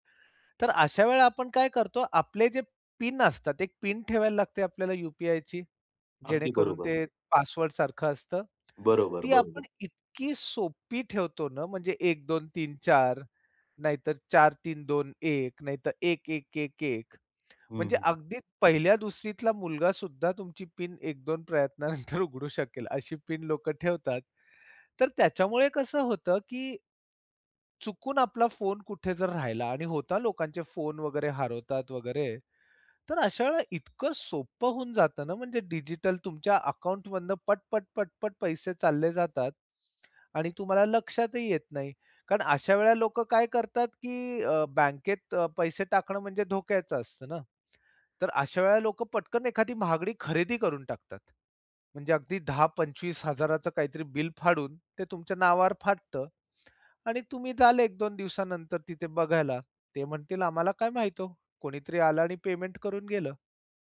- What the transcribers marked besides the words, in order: laughing while speaking: "प्रयत्नानंतर उघडू"
- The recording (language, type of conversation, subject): Marathi, podcast, डिजिटल पेमेंट्स वापरताना तुम्हाला कशाची काळजी वाटते?